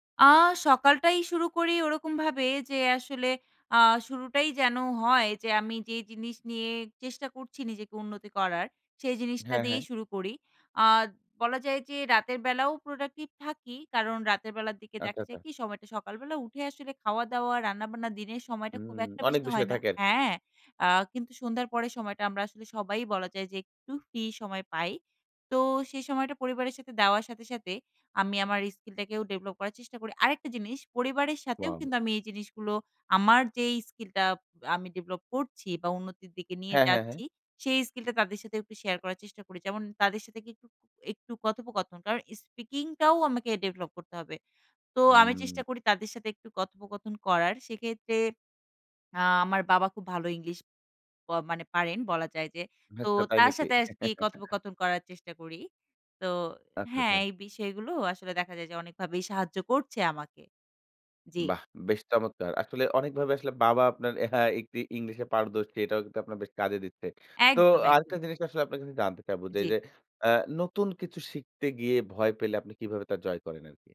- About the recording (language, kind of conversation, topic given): Bengali, podcast, প্রতিদিন সামান্য করে উন্নতি করার জন্য আপনার কৌশল কী?
- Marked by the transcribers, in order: chuckle